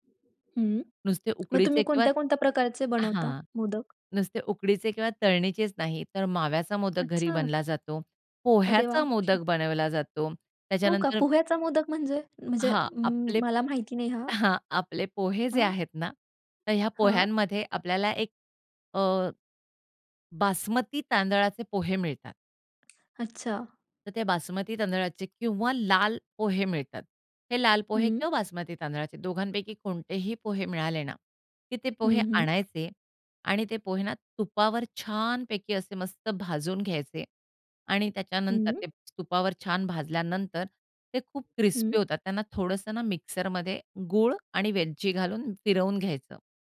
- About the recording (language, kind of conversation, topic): Marathi, podcast, पारंपारिक अन्न देवाला अर्पित करण्यामागचा अर्थ तुम्हाला काय वाटतो?
- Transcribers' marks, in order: other background noise; tapping; other noise